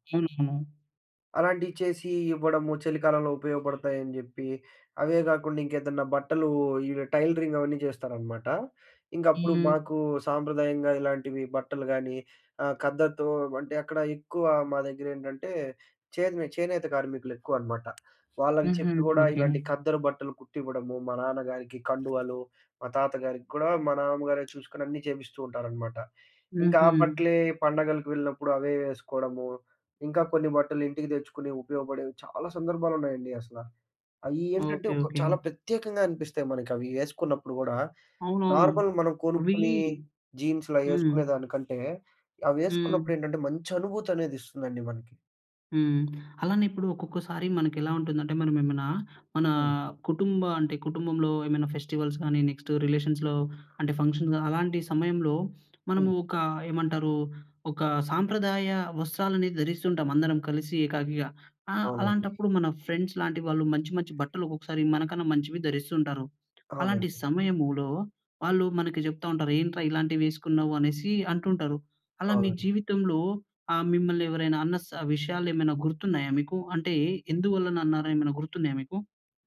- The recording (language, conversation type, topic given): Telugu, podcast, సాంప్రదాయ దుస్తులు మీకు ఎంత ముఖ్యం?
- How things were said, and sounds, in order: other background noise; in English: "టైలరింగ్"; tapping; in English: "నార్మల్"; in English: "ఫెస్టివల్స్"; in English: "రిలేషన్స్‌లో"; in English: "ఫంక్షన్‌గా"; in English: "ఫ్రెండ్స్"